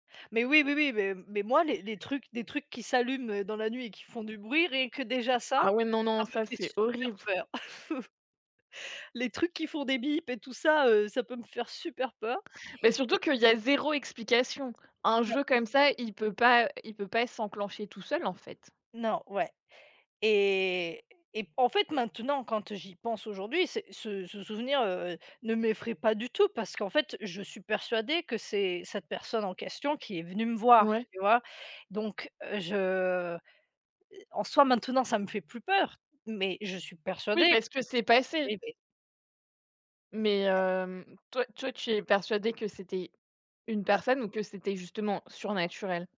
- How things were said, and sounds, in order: unintelligible speech; chuckle; unintelligible speech; unintelligible speech
- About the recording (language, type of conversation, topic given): French, unstructured, Préférez-vous les histoires à mystère ou les thrillers psychologiques ?
- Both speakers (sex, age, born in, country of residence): female, 25-29, France, France; female, 35-39, France, France